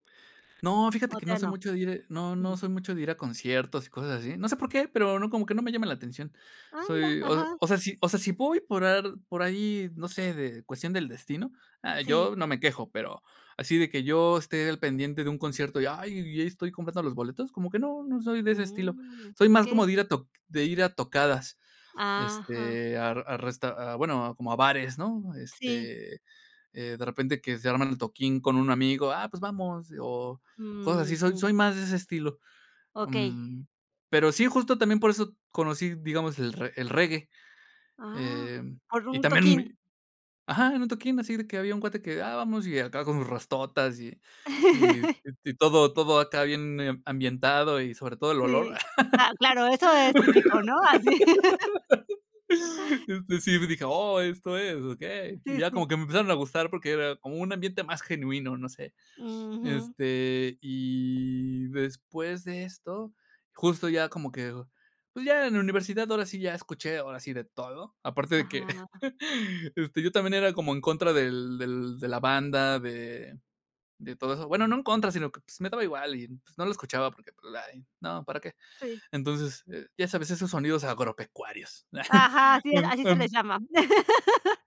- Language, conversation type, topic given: Spanish, podcast, ¿Cómo ha cambiado tu gusto musical con los años?
- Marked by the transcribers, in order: laugh; other noise; laugh; giggle; chuckle; laugh